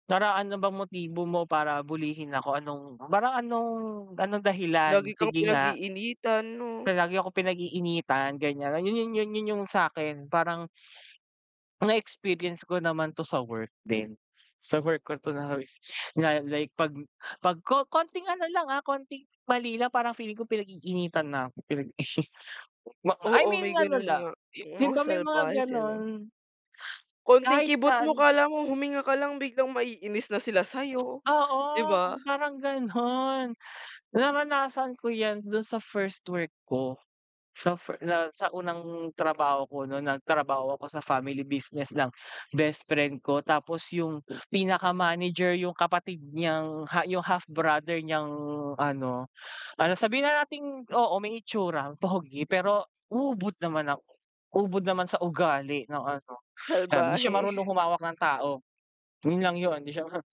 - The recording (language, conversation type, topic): Filipino, unstructured, Bakit sa tingin mo may mga taong nananamantala sa kapwa?
- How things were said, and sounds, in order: other background noise